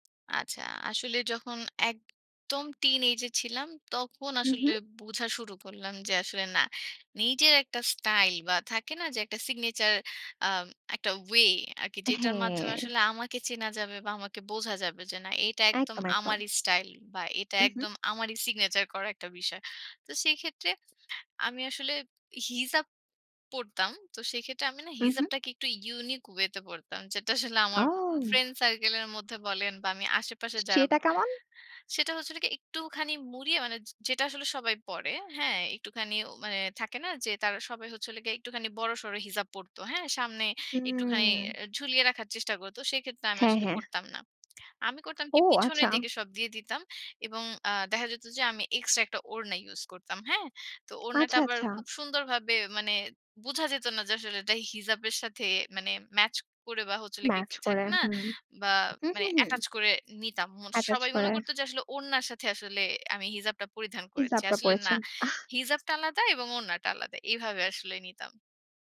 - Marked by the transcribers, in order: in English: "সিগনেচার"; tapping; in English: "অ্যাটাচ"
- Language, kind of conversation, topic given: Bengali, podcast, নিজের আলাদা স্টাইল খুঁজে পেতে আপনি কী কী ধাপ নিয়েছিলেন?